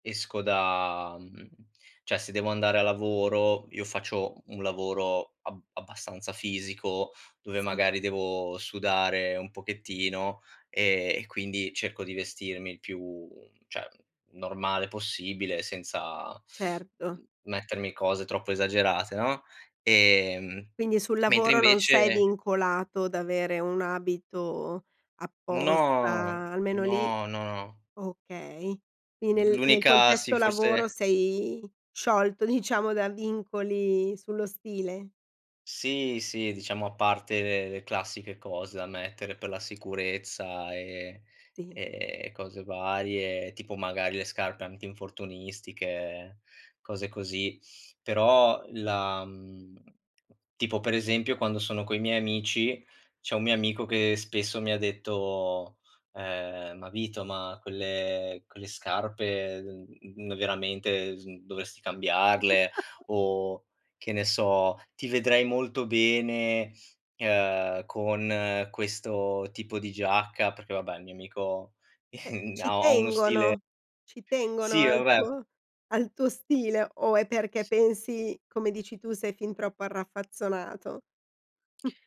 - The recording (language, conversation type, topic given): Italian, podcast, Come descriveresti il tuo stile personale?
- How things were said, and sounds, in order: "cioè" said as "ceh"; "cioè" said as "ceh"; "Quindi" said as "quini"; laughing while speaking: "diciamo"; other background noise; chuckle; chuckle; chuckle